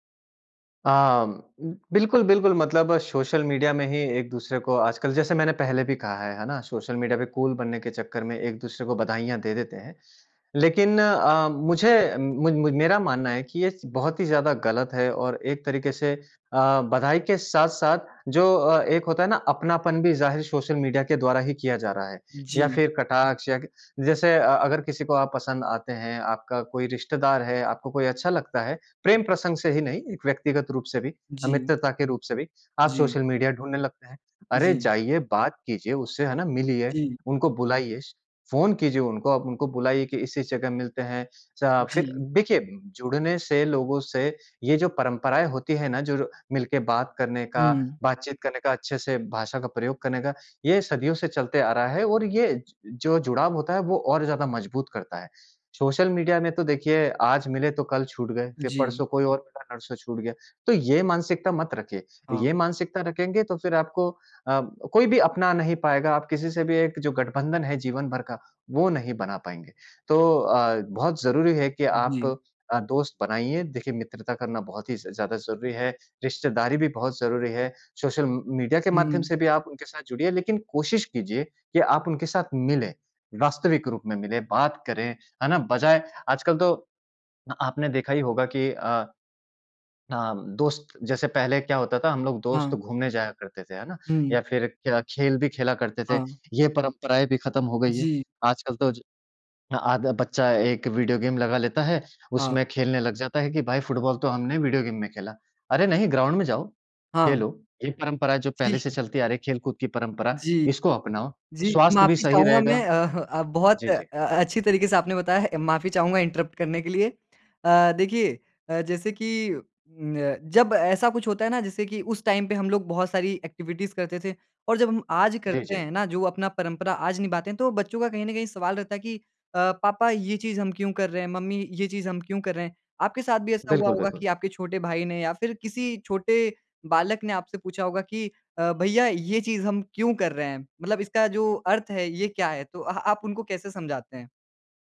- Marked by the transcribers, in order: in English: "कूल"; in English: "वीडियो गेम"; in English: "वीडियो गेम"; in English: "ग्राउंड"; in English: "इन्टरप्ट"; in English: "टाइम"; in English: "एक्टिविटीज़"
- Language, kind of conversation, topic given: Hindi, podcast, नई पीढ़ी तक परंपराएँ पहुँचाने का आपका तरीका क्या है?